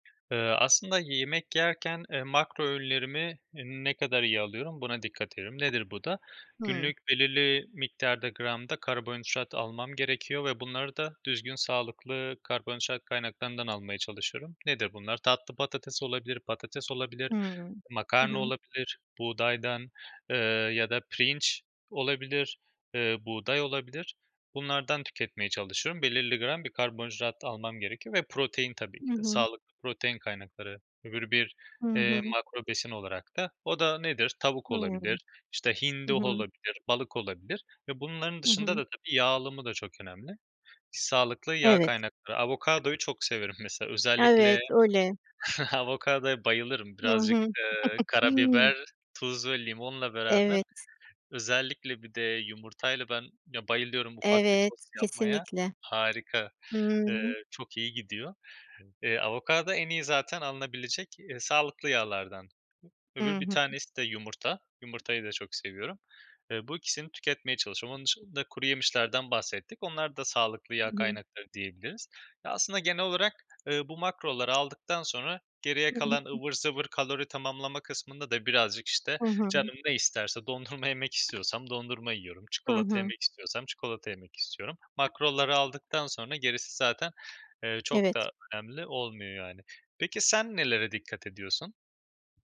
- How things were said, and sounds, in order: chuckle; chuckle; other background noise; other noise
- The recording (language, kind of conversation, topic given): Turkish, unstructured, Yemek yaparken sağlıksız malzemelerden kaçınmak neden önemlidir?